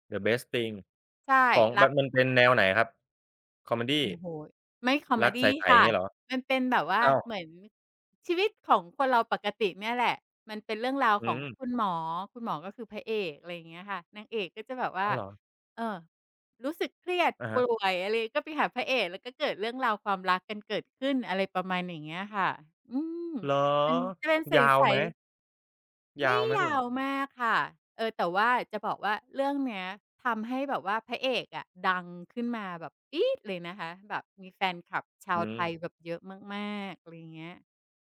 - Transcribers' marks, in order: tapping
- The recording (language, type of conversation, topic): Thai, podcast, คุณช่วยเล่าให้ฟังหน่อยได้ไหมว่า มีกิจวัตรเล็กๆ อะไรที่ทำแล้วทำให้คุณมีความสุข?